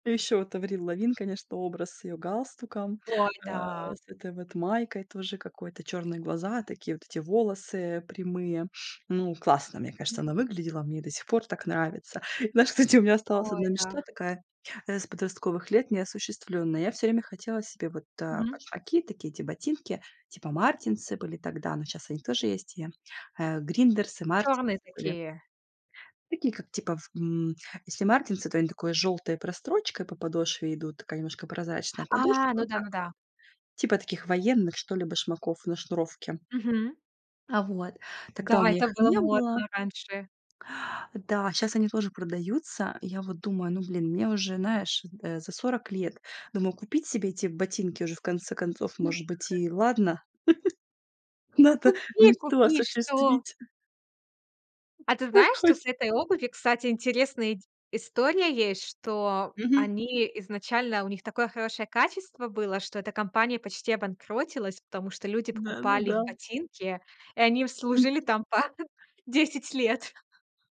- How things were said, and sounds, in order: laughing while speaking: "кстати"; other noise; laugh; chuckle; laughing while speaking: "десять лет"
- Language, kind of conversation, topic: Russian, podcast, Как менялся твой вкус с подростковых лет?